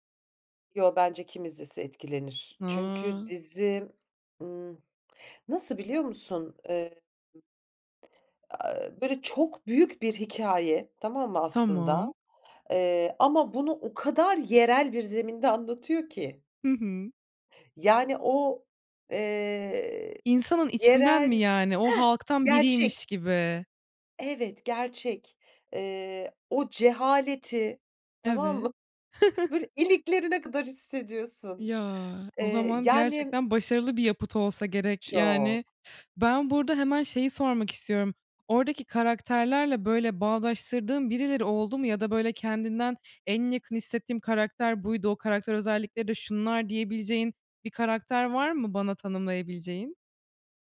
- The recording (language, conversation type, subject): Turkish, podcast, En son hangi film ya da dizi sana ilham verdi, neden?
- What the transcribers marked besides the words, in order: other background noise; tapping; laughing while speaking: "Böyle, iliklerine kadar hissediyorsun"; chuckle